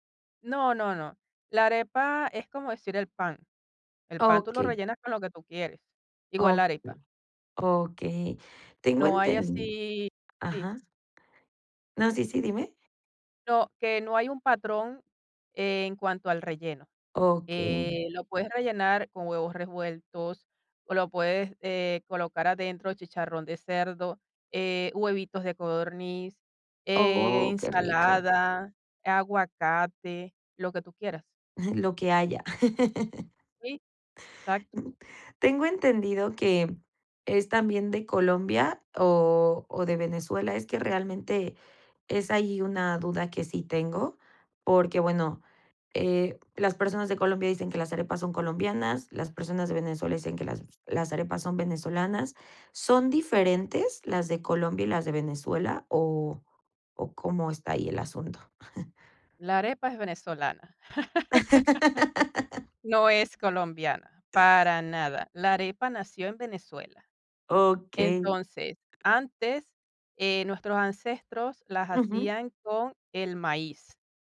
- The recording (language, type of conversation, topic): Spanish, podcast, ¿Qué receta familiar siempre te hace sentir en casa?
- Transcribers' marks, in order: chuckle; chuckle